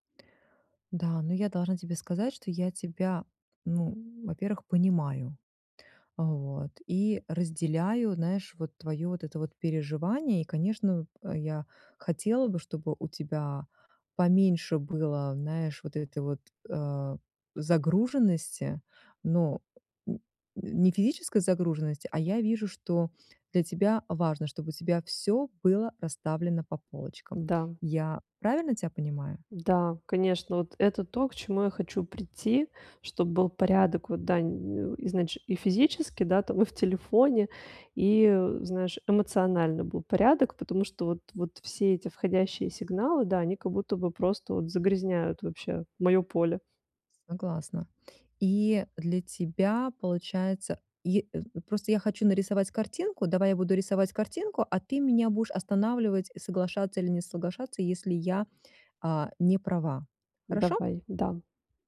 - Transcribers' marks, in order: tapping; grunt
- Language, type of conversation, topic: Russian, advice, Как мне сохранять спокойствие при информационной перегрузке?